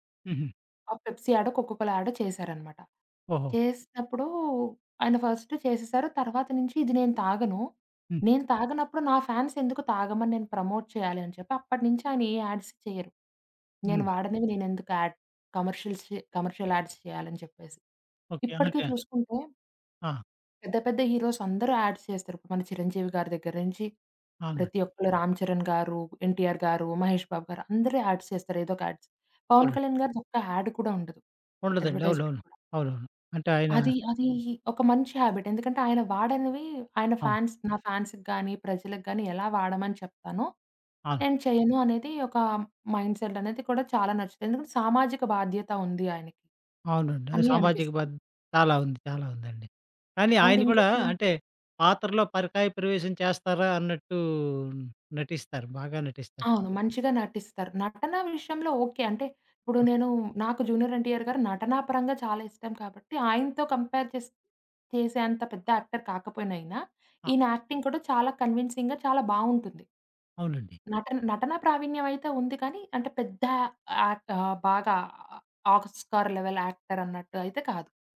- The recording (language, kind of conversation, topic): Telugu, podcast, మీకు ఇష్టమైన నటుడు లేదా నటి గురించి మీరు మాట్లాడగలరా?
- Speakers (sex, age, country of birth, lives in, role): female, 20-24, India, India, guest; male, 50-54, India, India, host
- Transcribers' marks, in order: in English: "పెప్సి"; in English: "కోకొకోల"; in English: "ఫస్ట్"; in English: "ఫ్యాన్స్"; in English: "ప్రమోట్"; in English: "యాడ్స్"; in English: "కమర్షియల్"; in English: "కమర్షియల్ యాడ్స్"; in English: "యాడ్స్"; in English: "యాడ్స్"; in English: "యాడ్స్"; in English: "యాడ్"; in English: "అడ్వర్టైజ్‌మెంట్"; in English: "హాబిట్"; in English: "ఫాన్స్"; in English: "ఫాన్స్‌కి"; in English: "మైండ్"; in English: "అండ్"; other background noise; tapping; in English: "కంపేర్"; in English: "యాక్టర్"; in English: "యాక్టింగ్"; in English: "కన్విన్సింగ్‌గా"; in English: "ఆ ఆస్కార్ లెవెల్"